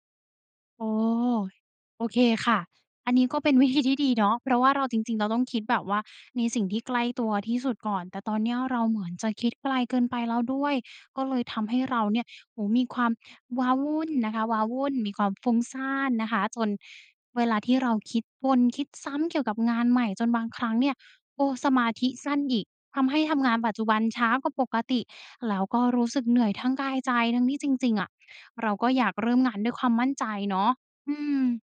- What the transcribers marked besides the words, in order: other background noise
- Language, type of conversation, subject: Thai, advice, คุณกังวลว่าจะเริ่มงานใหม่แล้วทำงานได้ไม่ดีหรือเปล่า?